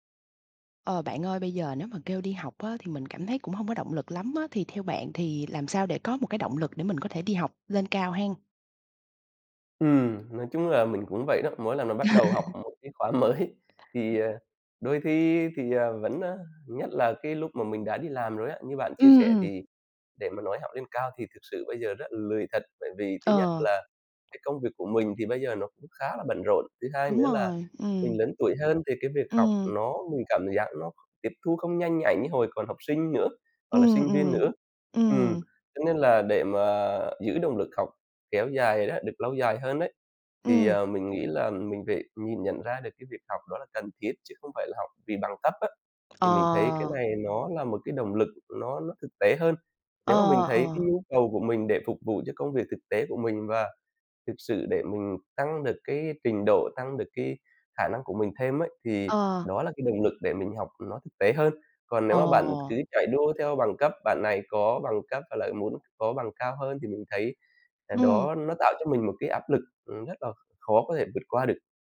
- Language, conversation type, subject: Vietnamese, podcast, Bạn làm thế nào để giữ động lực học tập lâu dài?
- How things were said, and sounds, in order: tapping; laugh; other background noise; unintelligible speech; laughing while speaking: "mới"